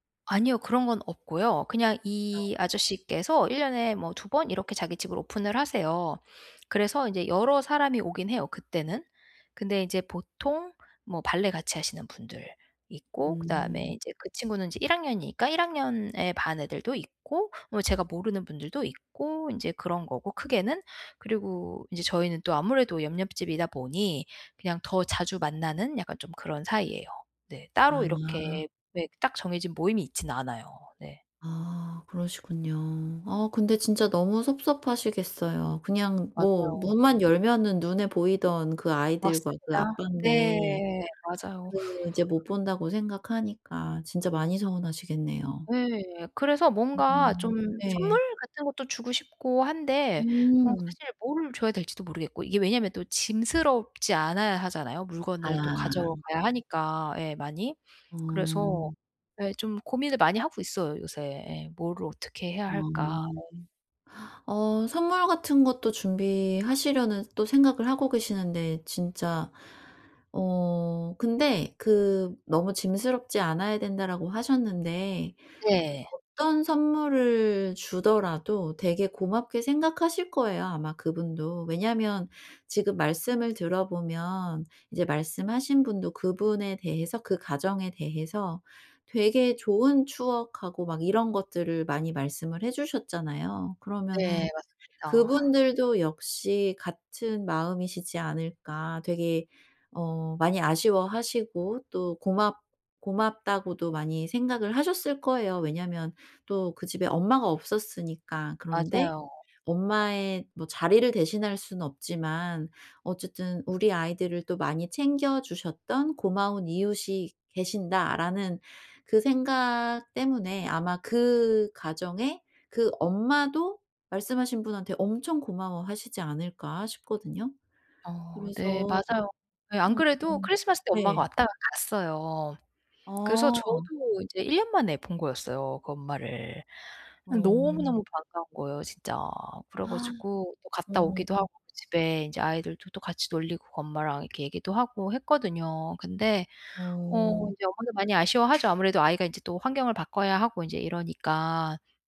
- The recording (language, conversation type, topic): Korean, advice, 떠나기 전에 작별 인사와 감정 정리는 어떻게 준비하면 좋을까요?
- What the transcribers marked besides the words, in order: other background noise; laugh; tapping; background speech; gasp